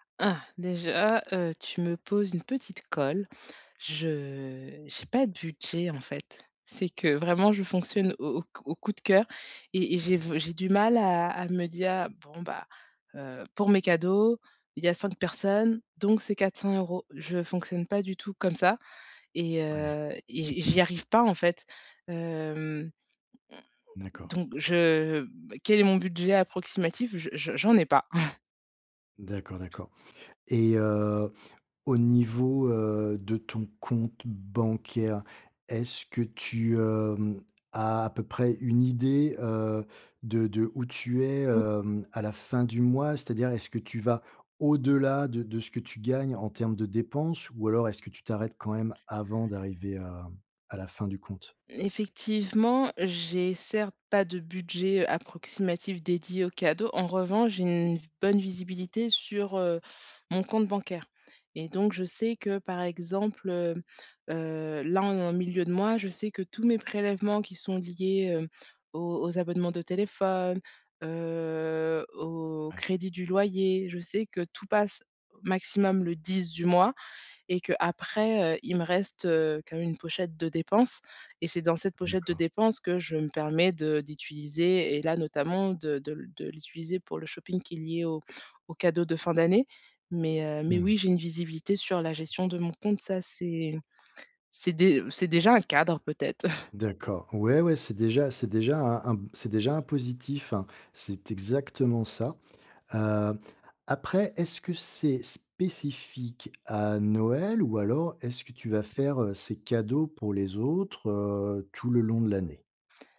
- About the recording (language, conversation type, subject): French, advice, Comment faire des achats intelligents avec un budget limité ?
- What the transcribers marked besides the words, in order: chuckle; tapping; unintelligible speech; chuckle